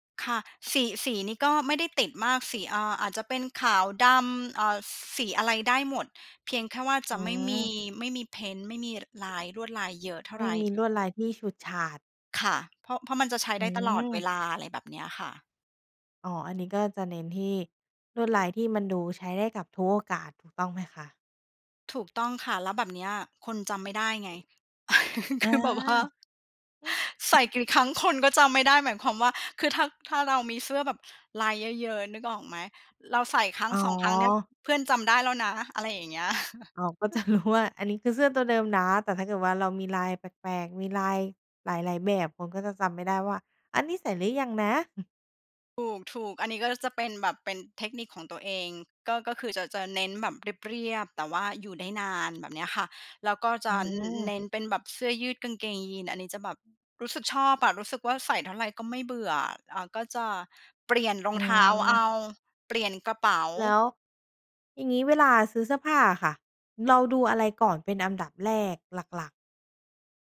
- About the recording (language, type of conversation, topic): Thai, podcast, ชอบแต่งตัวตามเทรนด์หรือคงสไตล์ตัวเอง?
- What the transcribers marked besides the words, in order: other background noise; laugh; joyful: "คือแบบว่า ใส่กรี่ ครั้งคนก็จำไม่ได้ หมาย … จำได้แล้วนะ อะไรอย่างเงี้ย"; laughing while speaking: "คือแบบว่า ใส่กรี่ ครั้งคนก็จำไม่ได้"; "กี่" said as "กรี่"; chuckle; laughing while speaking: "ก็จะรู้ว่า"; laugh; chuckle; background speech